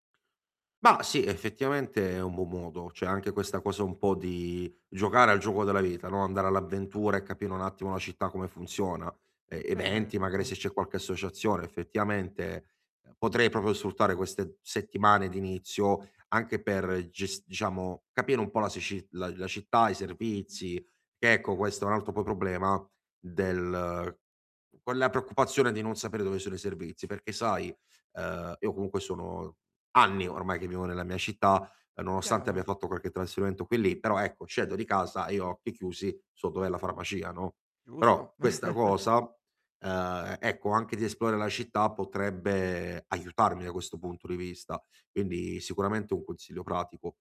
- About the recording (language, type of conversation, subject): Italian, advice, Come posso affrontare la solitudine dopo essermi trasferito/a in un posto che non conosco?
- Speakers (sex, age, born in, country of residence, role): male, 25-29, Italy, Italy, user; male, 40-44, Italy, Italy, advisor
- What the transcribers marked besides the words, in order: other background noise; distorted speech; chuckle